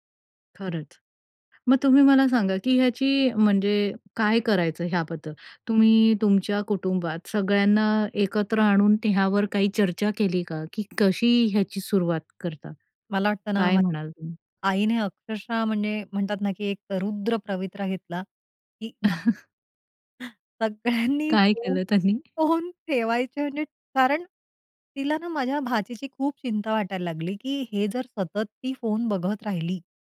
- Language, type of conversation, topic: Marathi, podcast, कुटुंबीय जेवणात मोबाईल न वापरण्याचे नियम तुम्ही कसे ठरवता?
- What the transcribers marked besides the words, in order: chuckle; unintelligible speech; chuckle; laughing while speaking: "काय केलं त्यांनी?"